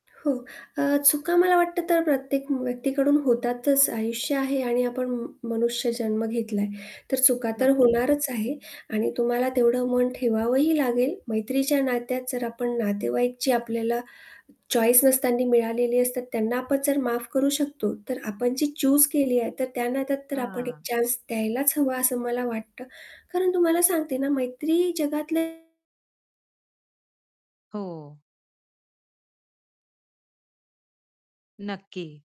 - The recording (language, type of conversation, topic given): Marathi, podcast, कठीण वेळी खरे मित्र कसे ओळखता?
- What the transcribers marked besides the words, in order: static; distorted speech; in English: "चॉईस"; in English: "चूज"; mechanical hum